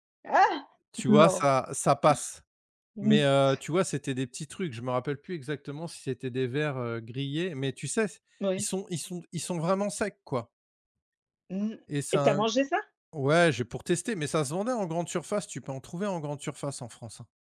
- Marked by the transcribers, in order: laughing while speaking: "Ah ! Non"; other background noise; tapping
- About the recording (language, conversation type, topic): French, unstructured, As-tu une anecdote drôle liée à un repas ?